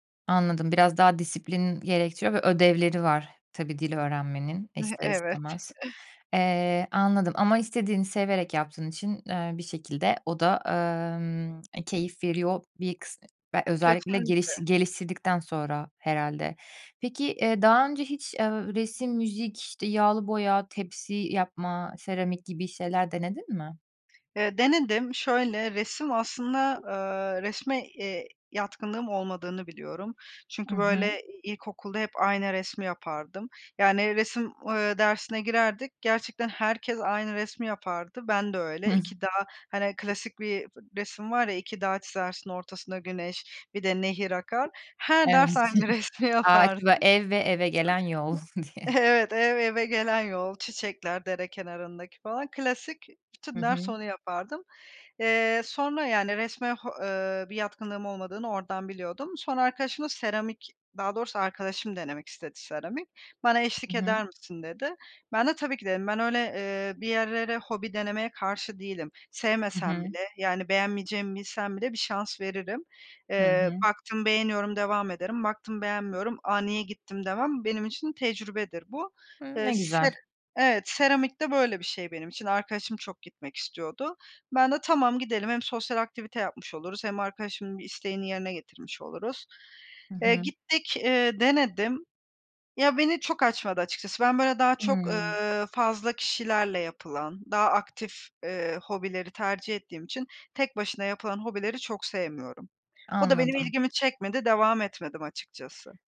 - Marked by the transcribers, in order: chuckle; tsk; laughing while speaking: "Her ders aynı resmi yapardım"; unintelligible speech; chuckle; chuckle
- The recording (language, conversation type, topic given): Turkish, podcast, Hobiler kişisel tatmini ne ölçüde etkiler?